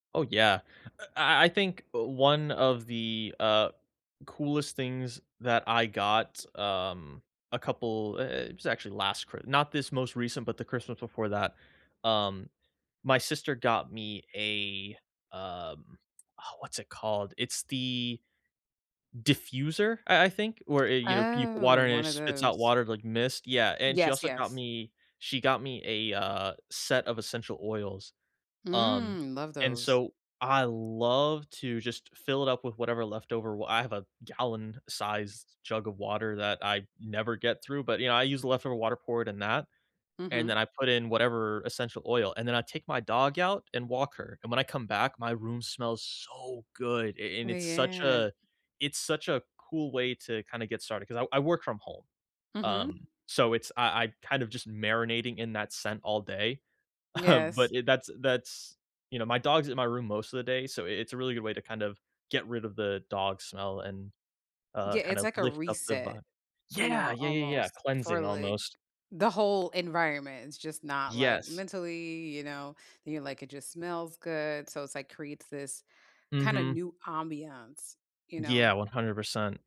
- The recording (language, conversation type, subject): English, unstructured, What small change improved your daily routine?
- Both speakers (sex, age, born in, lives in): female, 45-49, United States, United States; male, 25-29, United States, United States
- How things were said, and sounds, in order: other background noise; drawn out: "Oh"; laughing while speaking: "Um"; stressed: "Yeah"